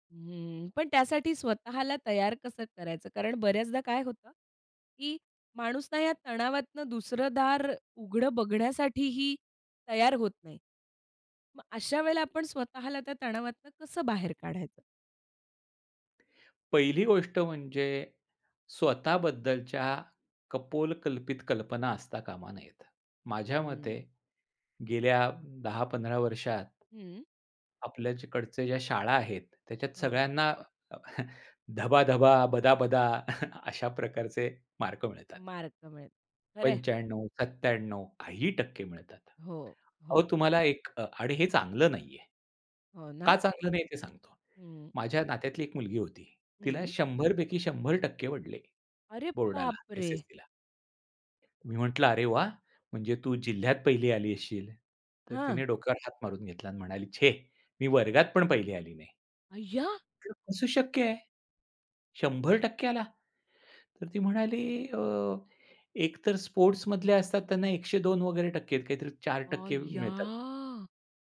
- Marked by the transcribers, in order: tapping; chuckle; other background noise; surprised: "अरे बापरे!"; surprised: "अय्या!"; drawn out: "अय्या!"; surprised: "अय्या!"
- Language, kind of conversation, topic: Marathi, podcast, तणावात स्वतःशी दयाळूपणा कसा राखता?